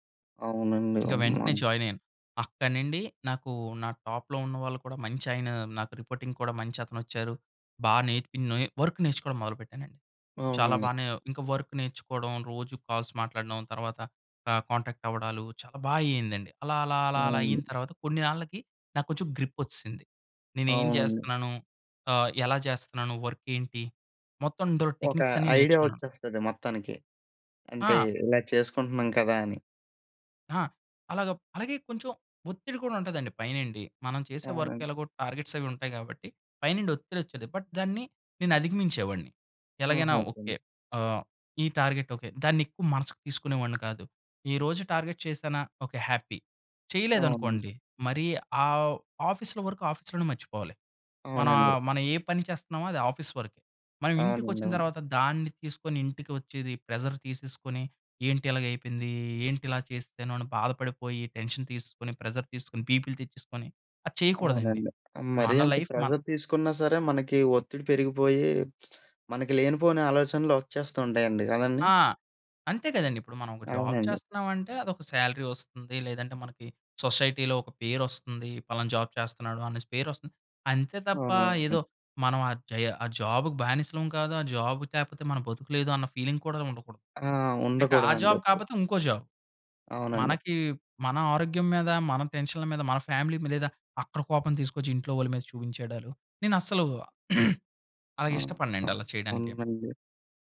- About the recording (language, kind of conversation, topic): Telugu, podcast, మీ పని మీ జీవితానికి ఎలాంటి అర్థం ఇస్తోంది?
- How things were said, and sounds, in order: in English: "జాయిన్"; in English: "టాప్‌లో"; in English: "రిపోర్టింగ్"; in English: "వర్క్"; in English: "వర్క్"; in English: "కాల్స్"; in English: "కాంటాక్ట్"; in English: "గ్రిప్"; in English: "వర్క్"; in English: "టెక్‌నిక్స్"; in English: "వర్క్"; in English: "టార్గెట్స్"; in English: "బట్"; in English: "టార్గెట్"; in English: "టార్గెట్"; in English: "హ్యాపీ"; in English: "ఆఫీస్‌లో వర్క్ ఆఫీస్‌లోనే"; in English: "ఆఫీస్"; in English: "ప్రెజర్"; in English: "టెన్షన్"; in English: "ప్రెజర్"; in English: "ప్రెజర్"; in English: "లైఫ్"; other background noise; in English: "జాబ్"; in English: "సాలరీ"; in English: "సొసైటీ‌లో"; in English: "జాబ్"; in English: "జాబ్‌కి"; in English: "జాబ్"; in English: "ఫీలింగ్"; in English: "జాబ్"; in English: "జాబ్"; in English: "టెన్షన్‌ల"; in English: "ఫ్యామిలీ"; throat clearing